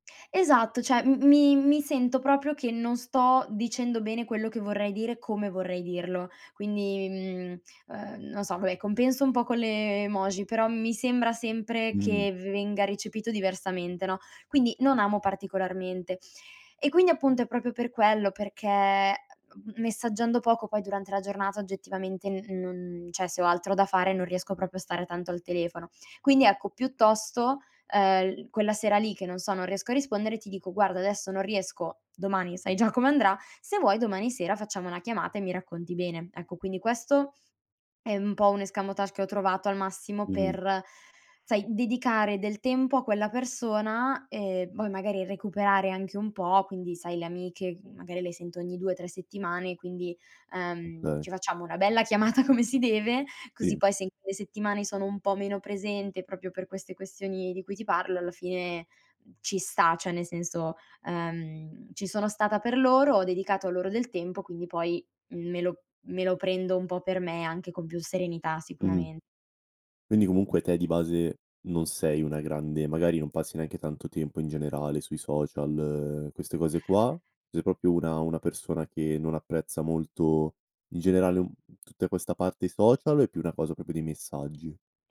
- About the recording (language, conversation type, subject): Italian, podcast, Come stabilisci i confini per proteggere il tuo tempo?
- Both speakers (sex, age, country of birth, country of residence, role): female, 25-29, Italy, Italy, guest; male, 18-19, Italy, Italy, host
- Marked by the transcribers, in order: "cioè" said as "ceh"; "proprio" said as "propio"; "proprio" said as "propio"; "cioè" said as "ceh"; "proprio" said as "propio"; in French: "escamotage"; laughing while speaking: "chiamata come"; "proprio" said as "propio"; "cioè" said as "ceh"; "proprio" said as "propio"; other background noise; "proprio" said as "propio"